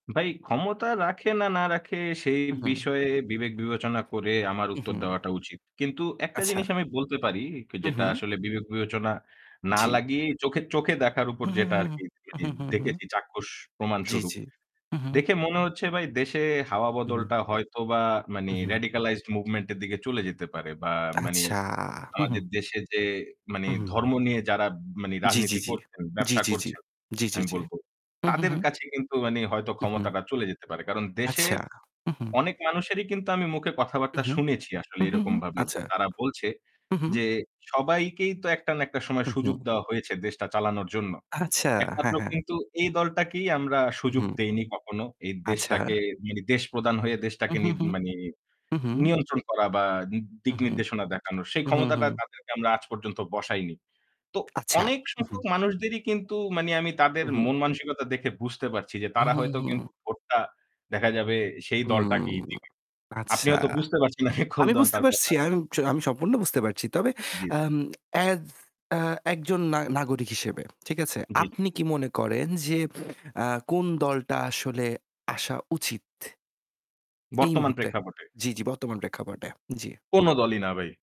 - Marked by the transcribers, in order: other background noise; static; unintelligible speech; in English: "radicalized movement"; "মানে" said as "মানি"; "মানে" said as "মানি"; "মানে" said as "মানি"; distorted speech; "মানে" said as "মানি"; "মানে" said as "মানি"; "মানে" said as "মানি"; laughing while speaking: "হ্যাঁ কোন দলটার কথা বলছি"
- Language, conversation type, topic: Bengali, unstructured, আপনার মতে ভোট দেওয়া কতটা গুরুত্বপূর্ণ?